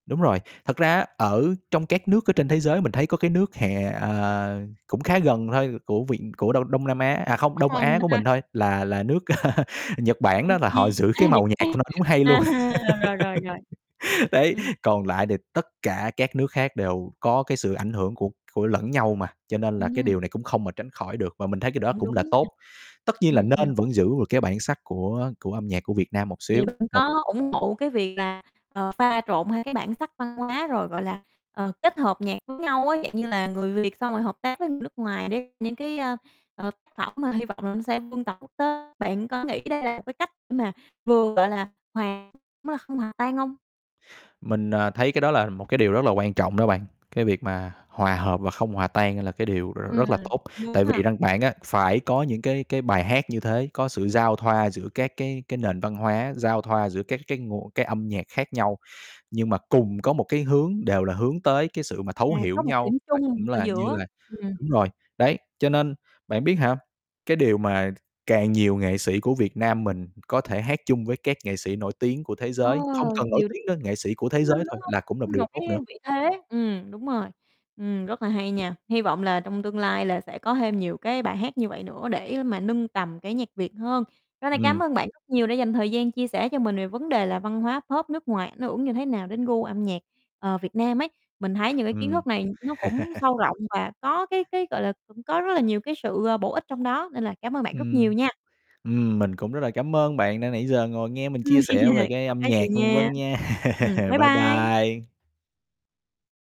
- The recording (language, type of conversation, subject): Vietnamese, podcast, Văn hóa đại chúng nước ngoài đang ảnh hưởng đến gu nghe nhạc của người Việt như thế nào?
- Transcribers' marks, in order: tapping; unintelligible speech; chuckle; unintelligible speech; distorted speech; laugh; other background noise; chuckle; chuckle; laugh